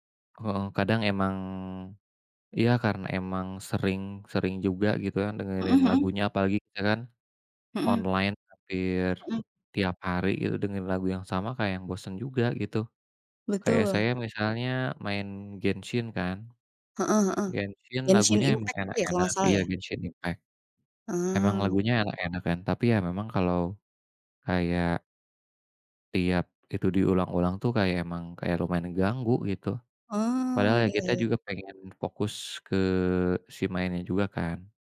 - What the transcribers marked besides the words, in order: none
- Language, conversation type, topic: Indonesian, unstructured, Apa cara favorit Anda untuk bersantai setelah hari yang panjang?